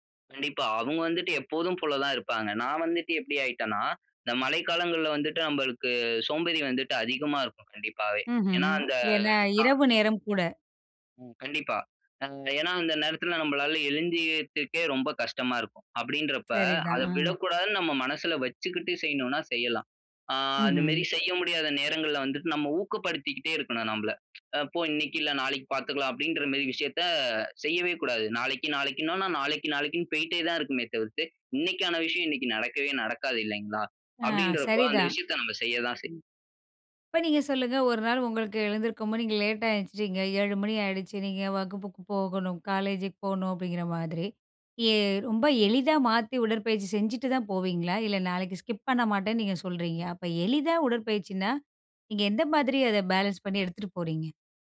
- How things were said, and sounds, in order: "எழுந்திரிக்கிறதுக்கே" said as "எழுந்துயத்துக்கே"; "மாரி" said as "மேரி"; tsk; background speech; in English: "ஸ்கிப்"; in English: "பேலன்ஸ்"
- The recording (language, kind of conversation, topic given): Tamil, podcast, உடற்பயிற்சி தொடங்க உங்களைத் தூண்டிய அனுபவக் கதை என்ன?